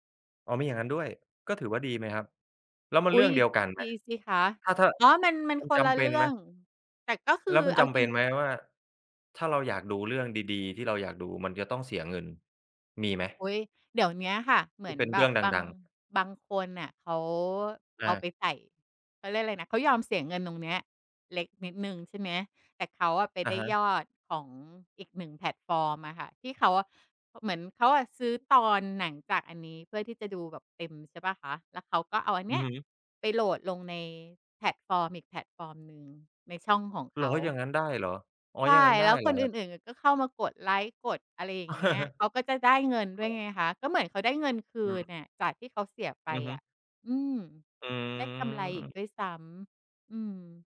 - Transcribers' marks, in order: chuckle; other noise
- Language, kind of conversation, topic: Thai, podcast, คุณช่วยเล่าให้ฟังหน่อยได้ไหมว่า มีกิจวัตรเล็กๆ อะไรที่ทำแล้วทำให้คุณมีความสุข?